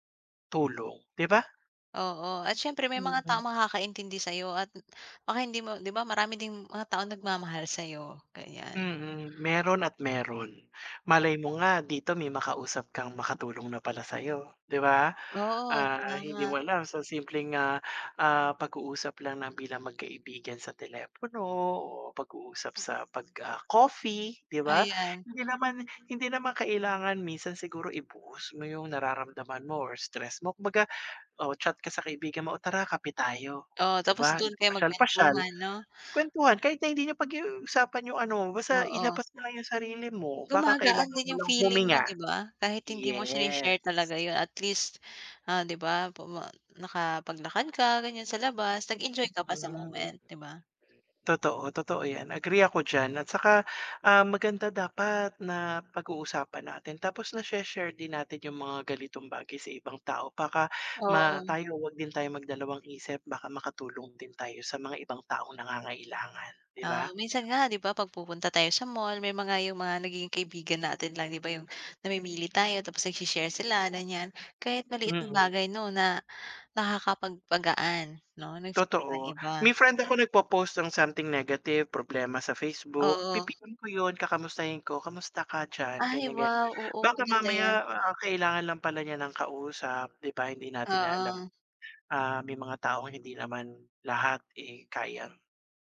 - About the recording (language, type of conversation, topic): Filipino, unstructured, Paano mo hinaharap ang takot at stress sa araw-araw?
- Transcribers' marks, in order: other background noise; tapping; dog barking